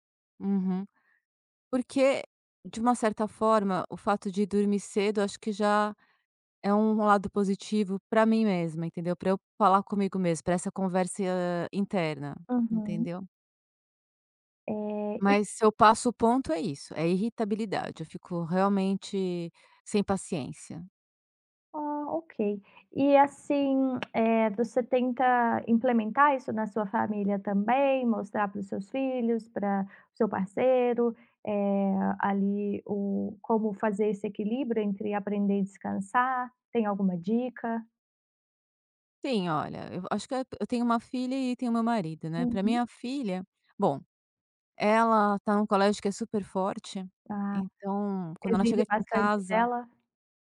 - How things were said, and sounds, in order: "conversa" said as "conversia"; tapping
- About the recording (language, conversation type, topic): Portuguese, podcast, Como você mantém equilíbrio entre aprender e descansar?